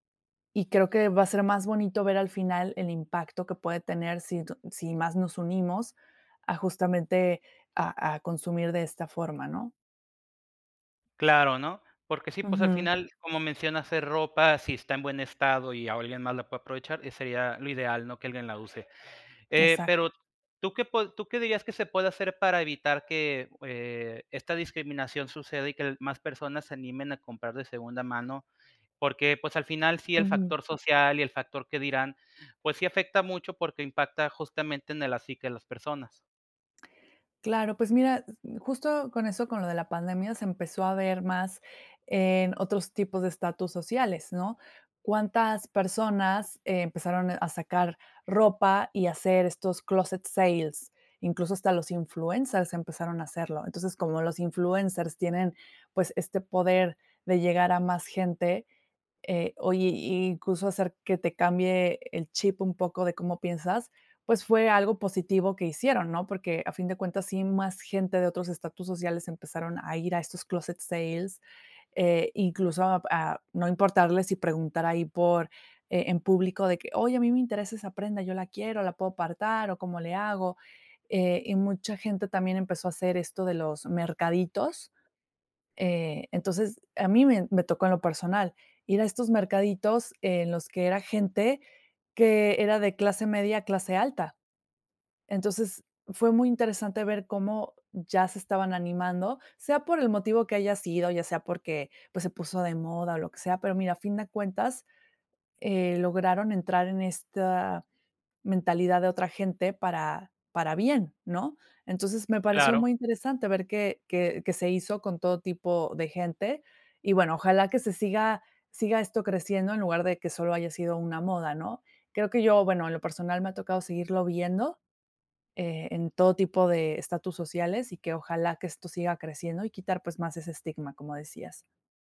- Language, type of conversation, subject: Spanish, podcast, Oye, ¿qué opinas del consumo responsable en la moda?
- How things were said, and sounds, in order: tapping; other background noise